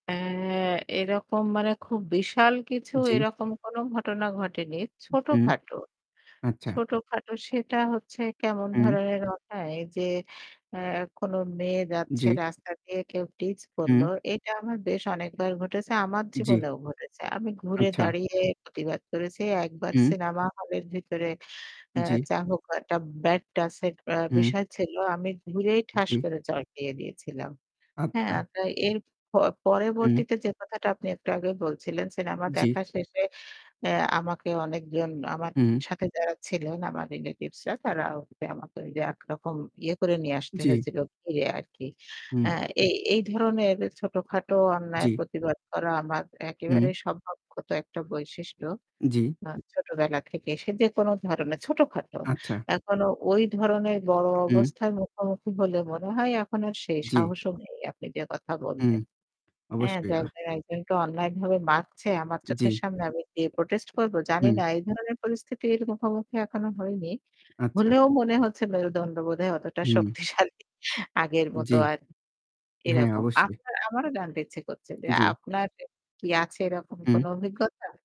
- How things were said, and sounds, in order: static; "ঘটায়" said as "অটায়"; "টিজ" said as "টিচ"; "পরবর্তীতে" said as "পরেবর্তীতে"; distorted speech; other background noise; "মারছে" said as "মাচ্ছে"; laughing while speaking: "শক্তিশালী"; tapping
- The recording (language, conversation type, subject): Bengali, unstructured, আপনার মতে সামাজিক অন্যায় কীভাবে সমাধান করা উচিত?
- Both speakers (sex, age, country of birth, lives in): female, 25-29, Bangladesh, Bangladesh; male, 25-29, Bangladesh, Bangladesh